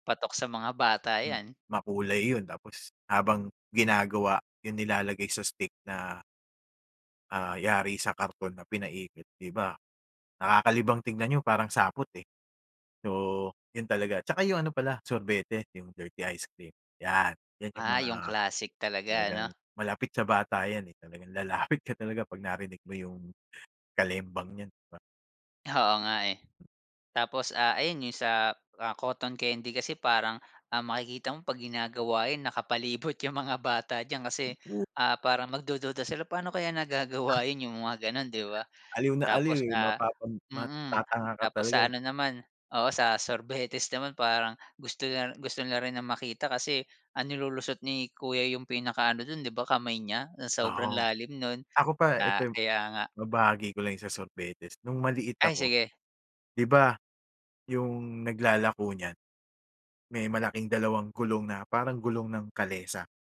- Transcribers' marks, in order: tapping; other background noise
- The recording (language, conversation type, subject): Filipino, podcast, Ano ang paborito mong alaala noong bata ka pa?